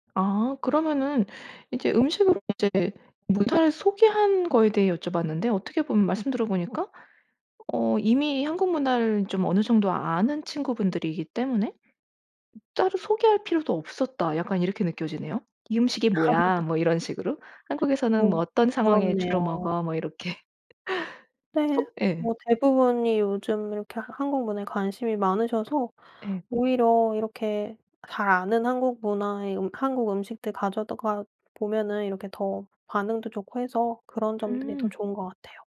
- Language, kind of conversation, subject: Korean, podcast, 음식으로 자신의 문화를 소개해 본 적이 있나요?
- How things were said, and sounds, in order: other background noise; laugh; laugh; tapping